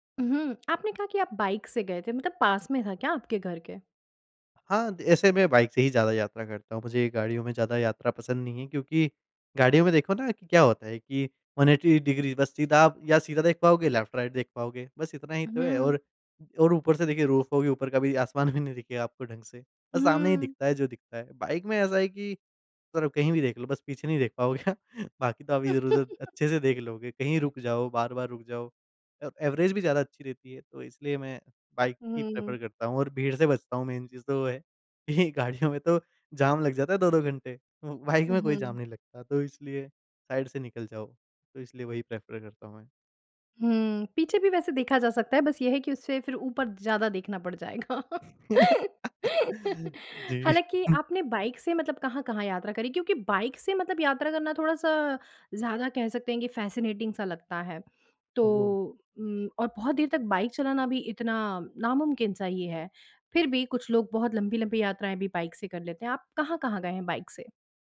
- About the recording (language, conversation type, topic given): Hindi, podcast, सोलो यात्रा ने आपको वास्तव में क्या सिखाया?
- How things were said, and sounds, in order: in English: "वन-एट्टी डिग्री"; in English: "लेफ़्ट-राइट"; in English: "रूफ़"; laughing while speaking: "आसमान भी नहीं"; laughing while speaking: "पाओगे"; chuckle; in English: "एवरेज"; in English: "प्रेफ़र"; in English: "मेन"; laughing while speaking: "कि गाड़ियों"; laughing while speaking: "बाइक"; in English: "साइड"; in English: "प्रेफ़र"; laugh; laughing while speaking: "जी"; laugh; in English: "फ़ैसिनेटिंग"